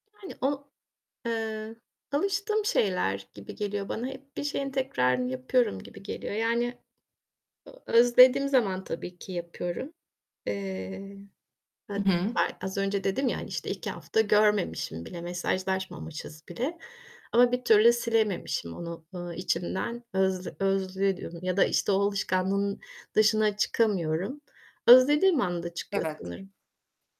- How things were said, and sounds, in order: other background noise
- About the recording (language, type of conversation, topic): Turkish, advice, Sarhoşken eski partnerime mesaj atma isteğimi nasıl kontrol edip bu davranışı nasıl önleyebilirim?